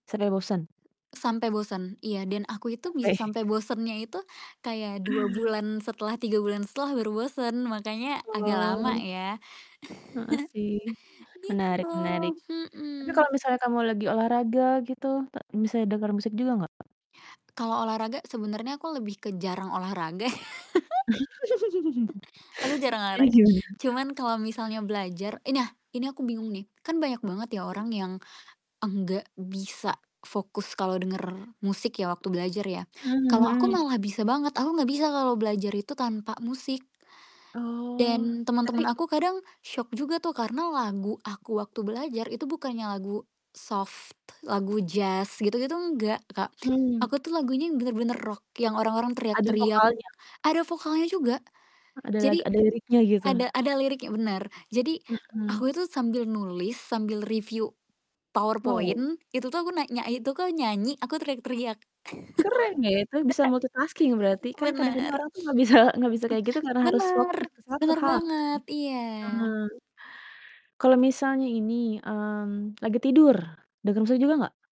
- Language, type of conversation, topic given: Indonesian, podcast, Bagaimana musik membantu kamu saat sedang susah atau sedih?
- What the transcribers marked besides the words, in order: other background noise; static; laughing while speaking: "Oke"; chuckle; laugh; laughing while speaking: "Iya juga"; distorted speech; in English: "soft"; in English: "multitasking"; laugh; other noise; laughing while speaking: "bisa"